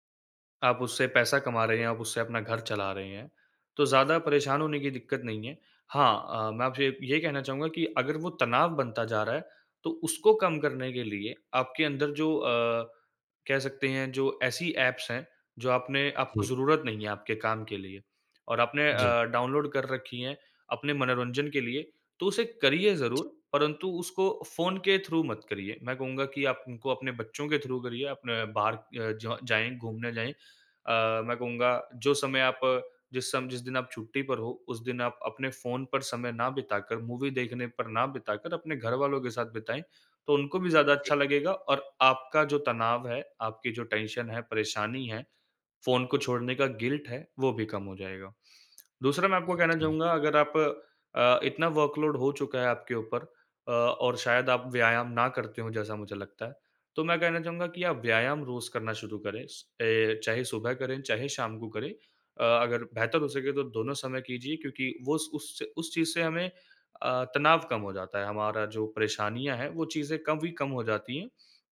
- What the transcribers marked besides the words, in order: in English: "ऐप्स"; in English: "डाउनलोड"; in English: "थ्रू"; in English: "थ्रू"; in English: "मूवी"; in English: "टेंशन"; in English: "गिल्ट"; in English: "ओके"; in English: "वर्क लोड"
- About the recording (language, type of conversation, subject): Hindi, advice, नोटिफिकेशन और फोन की वजह से आपका ध्यान बार-बार कैसे भटकता है?